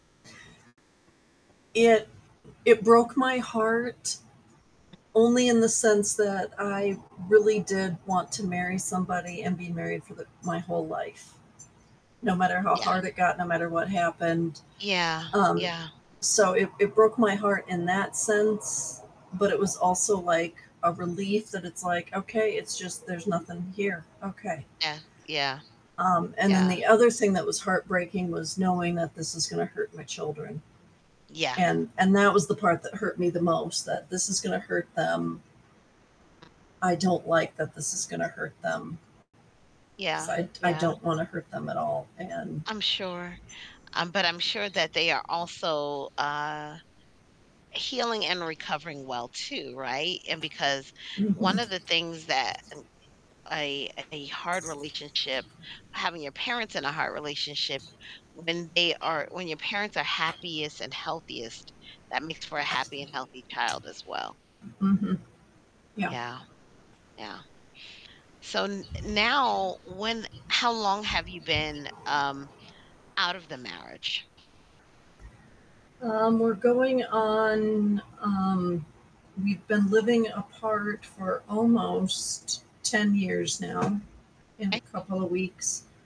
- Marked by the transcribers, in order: static; other background noise; other street noise; tapping; mechanical hum; background speech
- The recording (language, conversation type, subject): English, advice, How can I rebuild trust in my romantic partner after it's been broken?